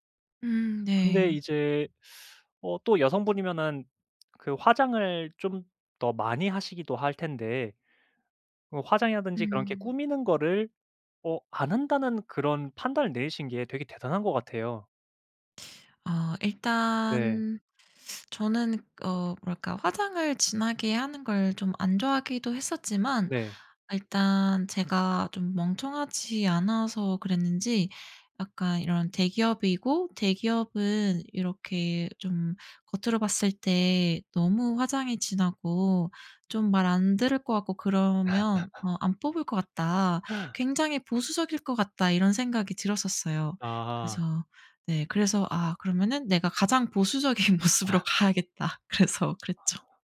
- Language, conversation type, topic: Korean, podcast, 인생에서 가장 큰 전환점은 언제였나요?
- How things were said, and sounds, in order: teeth sucking; other background noise; teeth sucking; laugh; laughing while speaking: "보수적인 모습으로"; laugh; laughing while speaking: "그래서"